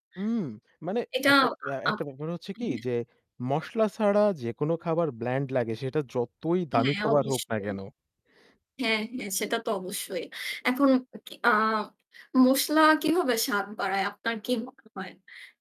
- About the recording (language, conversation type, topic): Bengali, unstructured, সুগন্ধি মসলা কীভাবে খাবারের স্বাদ বাড়ায়?
- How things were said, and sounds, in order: static; unintelligible speech; in English: "ব্ল্যান্ড"; other background noise